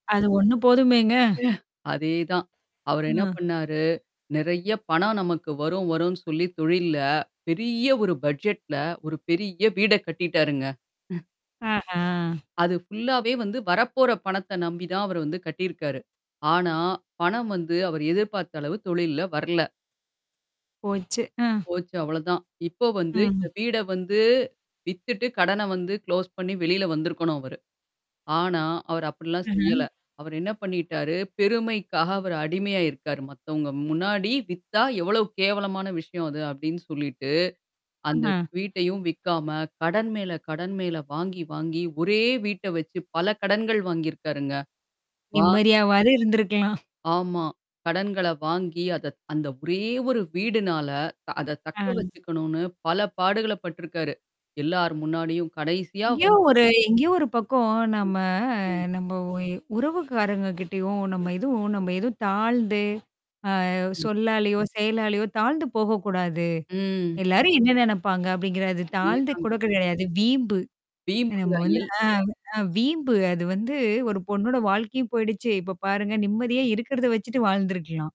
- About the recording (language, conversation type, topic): Tamil, podcast, மற்றவர்களின் தவறுகளில் இருந்து நீங்கள் என்ன கற்றுக்கொண்டீர்கள்?
- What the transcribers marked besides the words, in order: static; other noise; in English: "பட்ஜெட்ல"; distorted speech; mechanical hum; in English: "ஃபுல்லாவே"; in English: "குளோஸ்"; tapping; chuckle; other background noise; drawn out: "நம்ம"; drawn out: "ம்"